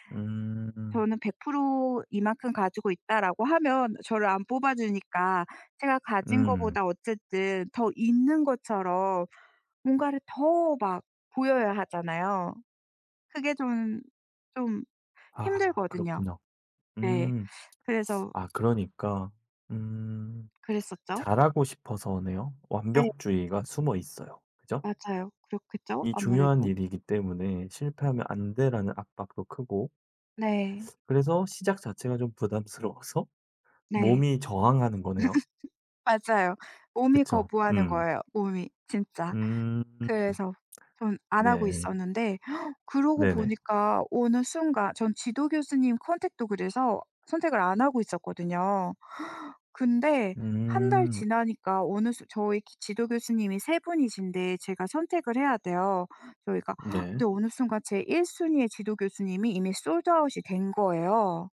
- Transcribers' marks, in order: other background noise; tapping; teeth sucking; laugh; inhale; inhale; in English: "sold out이"
- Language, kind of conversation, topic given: Korean, advice, 중요한 일을 자꾸 미루는 습관이 있으신가요?